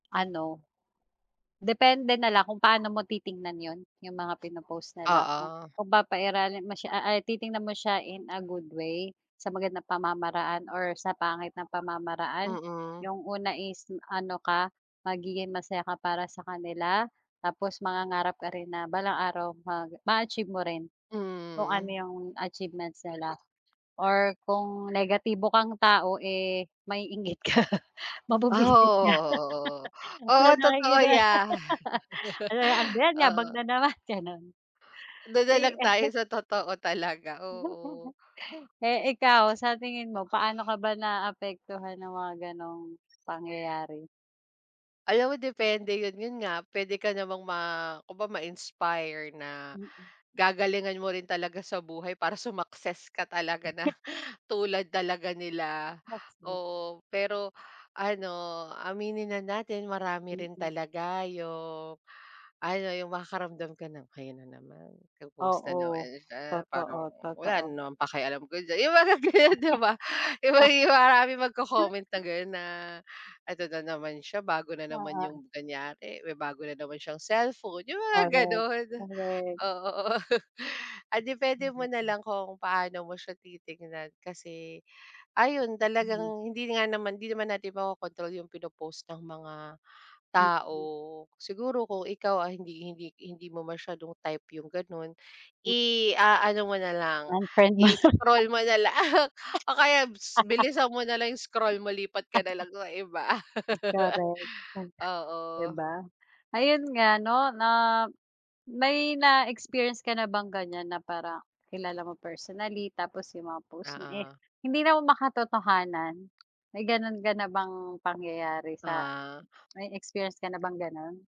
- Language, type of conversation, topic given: Filipino, unstructured, Ano ang palagay mo sa paraan ng pagpapakita ng sarili sa sosyal na midya?
- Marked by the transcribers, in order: other background noise; laughing while speaking: "maiinggit ka mabubwisit ka sa nakikita mo"; laugh; tapping; laugh; chuckle; unintelligible speech; laughing while speaking: "yung mga ganyan di ba? yung may mga maraming"; laughing while speaking: "gano'n, oo, oo"; unintelligible speech; laughing while speaking: "Unfiriend mo na lang"; laughing while speaking: "lang o kaya bis bilisan … nalang sa iba"; laugh; unintelligible speech